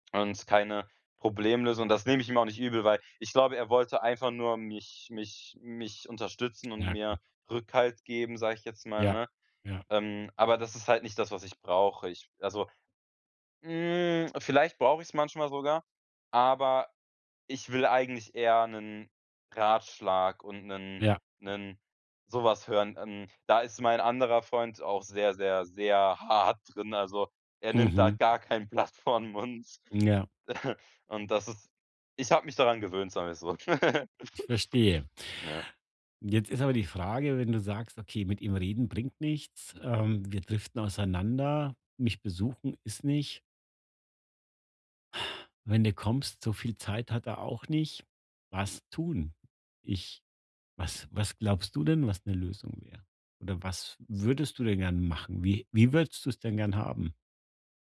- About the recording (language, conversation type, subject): German, advice, Wie kann ich eine Freundschaft über Distanz gut erhalten?
- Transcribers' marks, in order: unintelligible speech; laughing while speaking: "Blatt vor 'n Mund"; chuckle; laugh